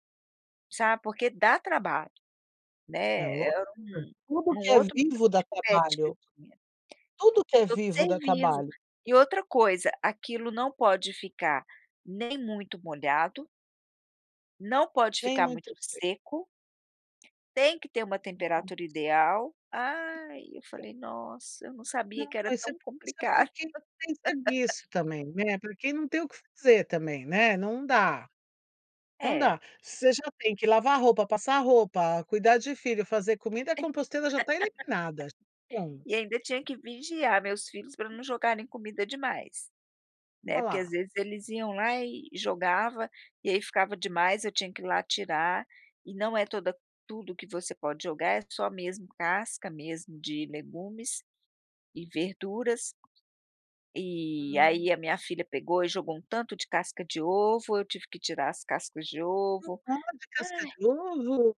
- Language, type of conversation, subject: Portuguese, podcast, Como foi sua primeira experiência com compostagem doméstica?
- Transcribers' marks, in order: unintelligible speech; tapping; unintelligible speech; unintelligible speech; unintelligible speech; laughing while speaking: "complicado"; laugh